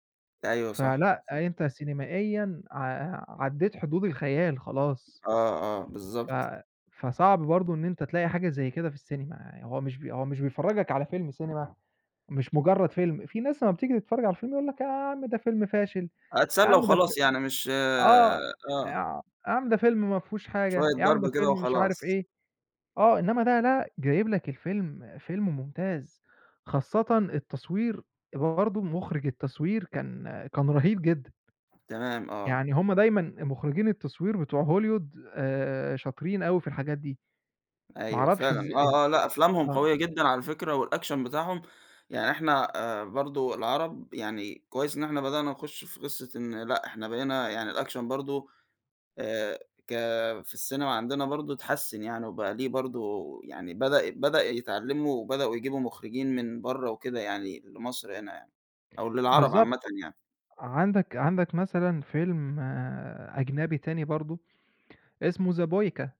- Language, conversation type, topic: Arabic, podcast, إيه هو الفيلم اللي غيّر نظرتك للسينما؟
- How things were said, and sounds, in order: tapping; other background noise; in English: "والaction"; in English: "الaction"